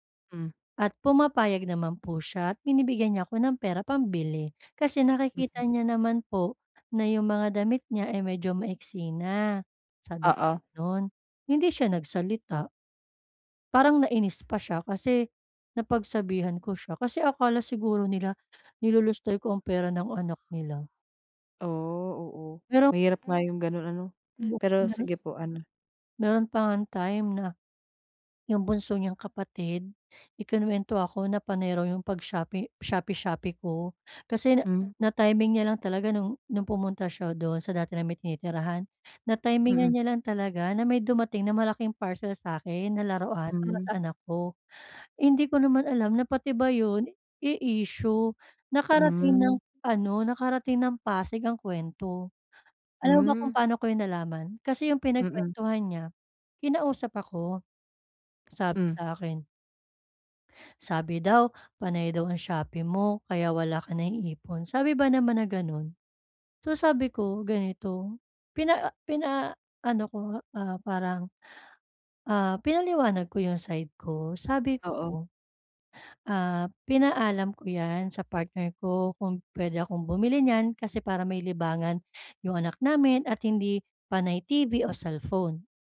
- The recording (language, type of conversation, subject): Filipino, advice, Paano ako makikipag-usap nang mahinahon at magalang kapag may negatibong puna?
- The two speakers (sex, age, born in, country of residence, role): female, 30-34, United Arab Emirates, Philippines, advisor; female, 35-39, Philippines, Philippines, user
- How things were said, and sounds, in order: tapping; other background noise; unintelligible speech; inhale; swallow; inhale